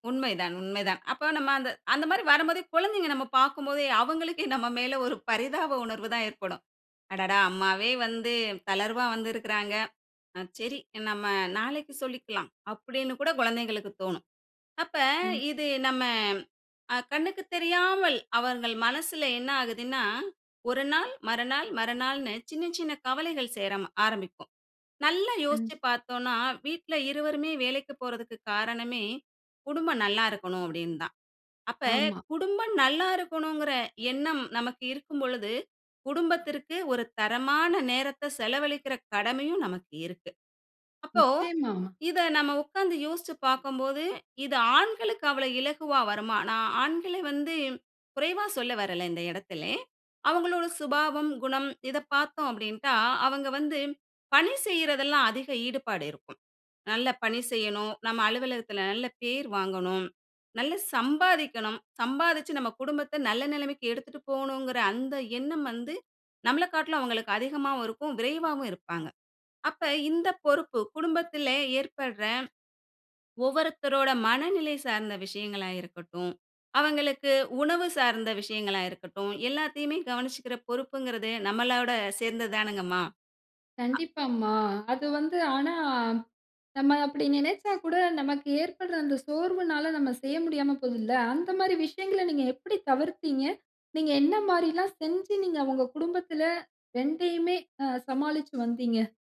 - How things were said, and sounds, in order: laughing while speaking: "அவங்களுக்கே நம்ம மேல ஒரு பரிதாப உணர்வு தான் ஏற்படும்"; "சேர" said as "சேரம"; "நல்லா" said as "நல்ல"; swallow
- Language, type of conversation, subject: Tamil, podcast, வேலைக்கும் வீட்டுக்கும் சமநிலையை நீங்கள் எப்படி சாதிக்கிறீர்கள்?